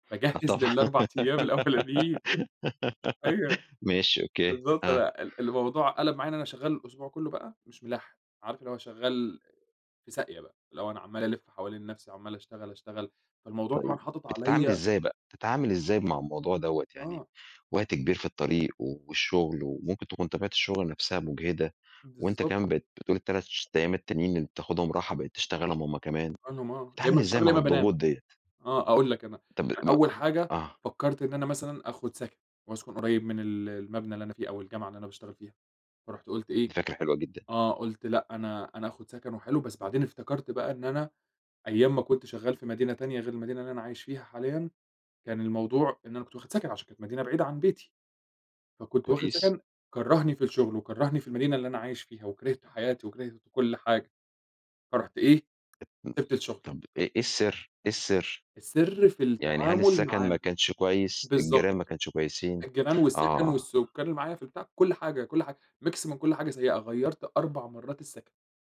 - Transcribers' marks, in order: laughing while speaking: "أيّام"; giggle; chuckle; tapping; unintelligible speech; unintelligible speech; in English: "mix"
- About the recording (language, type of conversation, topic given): Arabic, podcast, إزاي بتتعامل مع ضغط الشغل اليومي؟